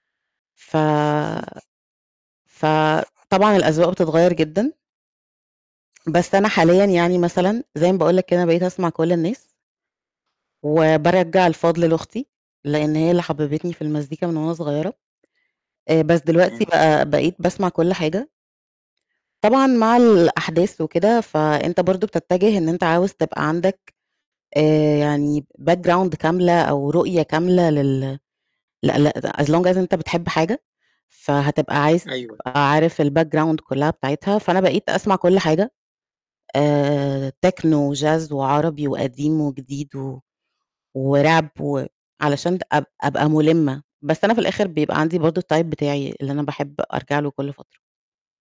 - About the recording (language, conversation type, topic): Arabic, podcast, مين اللي كان بيشغّل الموسيقى في بيتكم وإنت صغير؟
- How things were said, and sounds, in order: in English: "background"; unintelligible speech; in English: "as long as"; distorted speech; in English: "الbackground"; in English: "الtype"